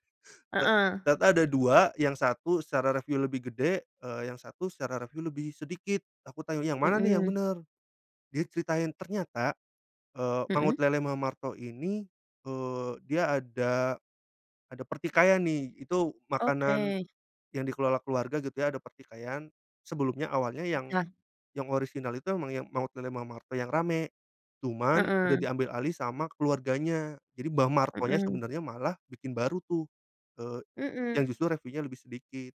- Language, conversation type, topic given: Indonesian, podcast, Bagaimana cara kamu menemukan warung lokal favorit saat jalan-jalan?
- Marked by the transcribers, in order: other background noise